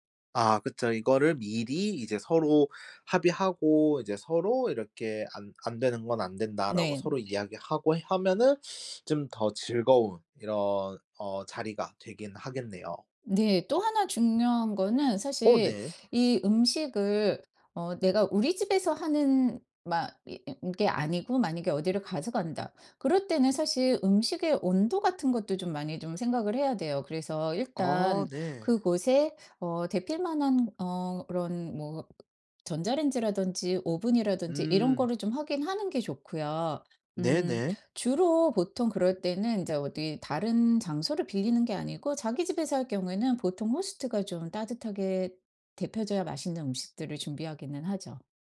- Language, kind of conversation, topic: Korean, podcast, 간단히 나눠 먹기 좋은 음식 추천해줄래?
- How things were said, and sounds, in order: tapping; other background noise